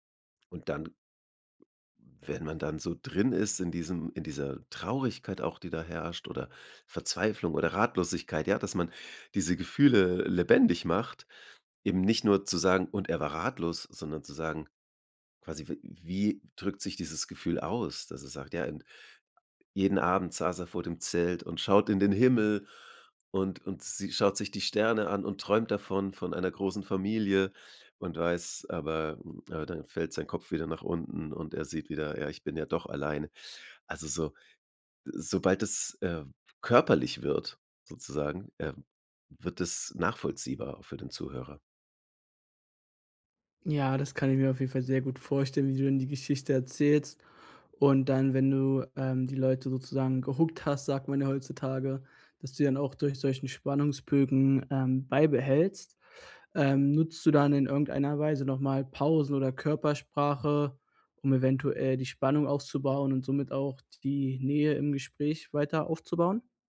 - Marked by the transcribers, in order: none
- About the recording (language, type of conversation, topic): German, podcast, Wie baust du Nähe auf, wenn du eine Geschichte erzählst?